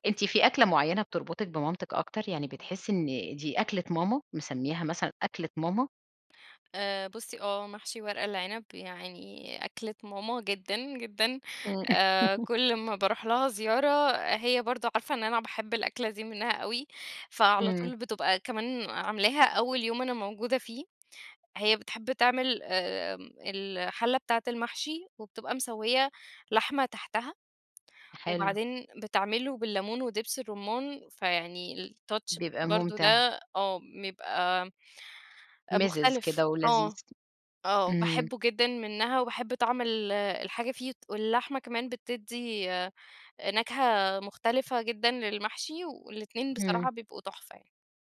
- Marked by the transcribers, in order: laugh; in English: "الtouch"
- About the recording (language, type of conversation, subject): Arabic, podcast, شو الأدوات البسيطة اللي بتسهّل عليك التجريب في المطبخ؟